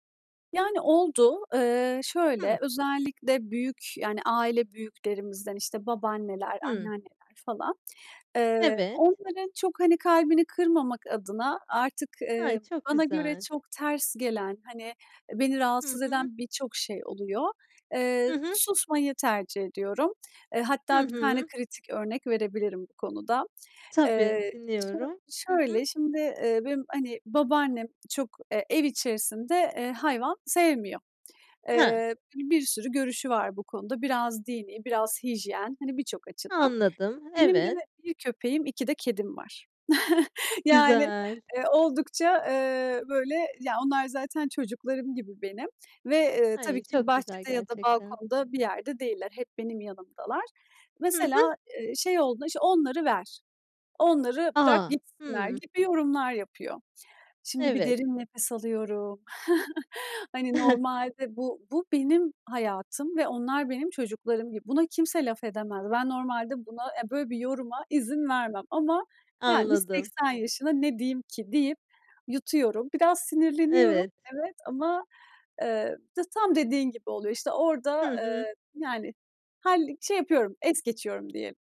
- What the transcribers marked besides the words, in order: other background noise; chuckle; chuckle; chuckle
- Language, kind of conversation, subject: Turkish, podcast, Ailenden öğrendiğin en önemli değer nedir?